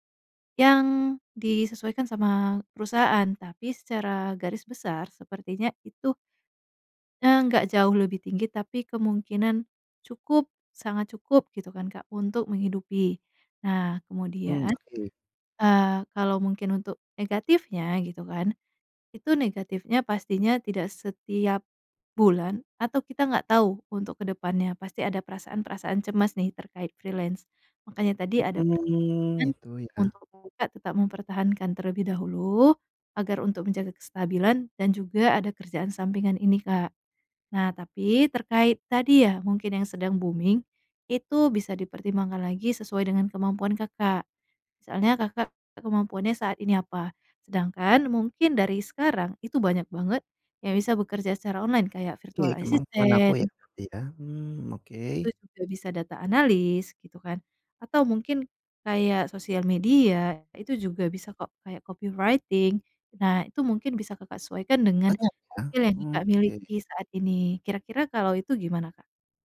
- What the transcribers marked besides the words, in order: in English: "freelance"; in English: "booming"; tapping; in English: "virtual-assistant"; in English: "data-analyst"; in English: "copywriting"; in English: "skill"
- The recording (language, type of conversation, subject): Indonesian, advice, Bagaimana cara memulai transisi karier ke pekerjaan yang lebih bermakna meski saya takut memulainya?